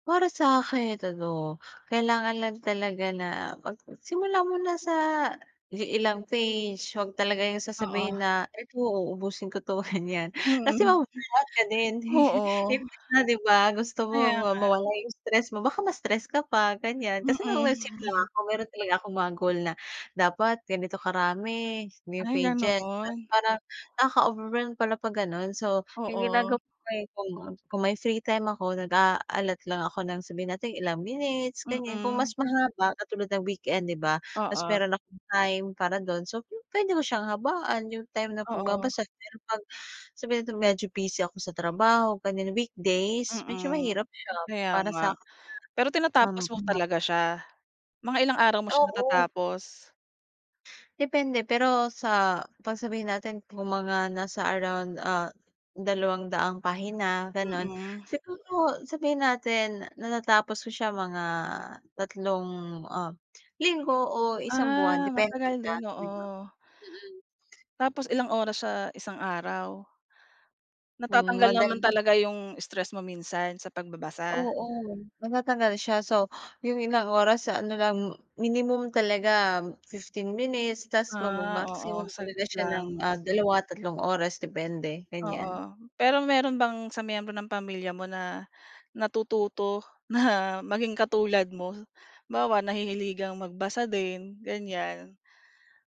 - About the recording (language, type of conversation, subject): Filipino, podcast, Paano nakatulong ang hilig mo sa pag-aalaga ng kalusugang pangkaisipan at sa pagpapagaan ng stress mo?
- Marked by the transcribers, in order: tapping; laughing while speaking: "ganiyan"; chuckle; unintelligible speech; chuckle; other background noise; laughing while speaking: "na"